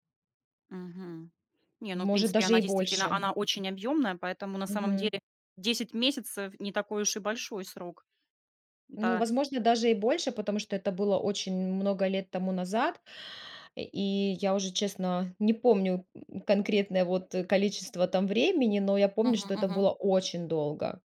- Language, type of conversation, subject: Russian, podcast, Есть ли у тебя забавная история, связанная с твоим хобби?
- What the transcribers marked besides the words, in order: none